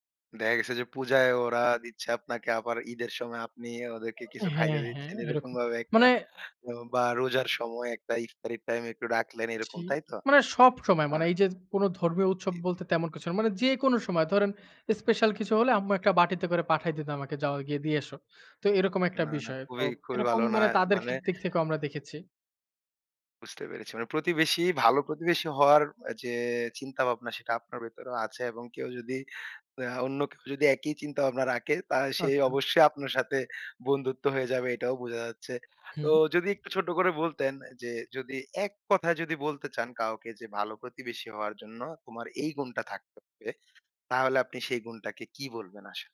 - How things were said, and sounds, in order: other background noise; "ভাবে" said as "বাবে"; "ভালো" said as "বালো"; "ভাবনা" said as "বাবনা"; "রাখে" said as "রাকে"
- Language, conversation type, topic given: Bengali, podcast, একটা ভালো প্রতিবেশী হওয়া মানে তোমার কাছে কী?